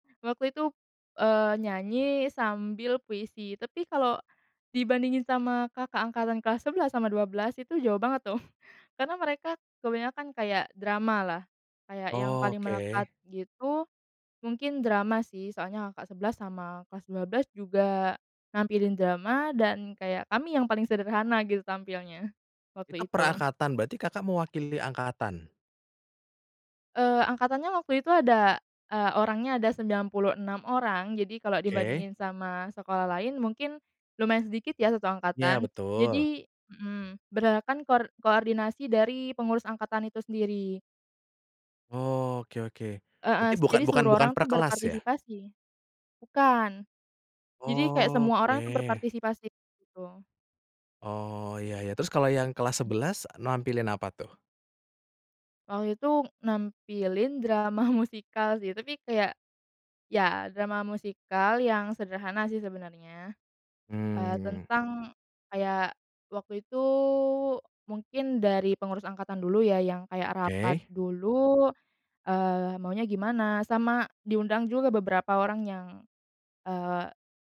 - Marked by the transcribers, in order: "angkatan" said as "akatan"; other background noise; laughing while speaking: "drama"
- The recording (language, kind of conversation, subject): Indonesian, podcast, Kamu punya kenangan sekolah apa yang sampai sekarang masih kamu ingat?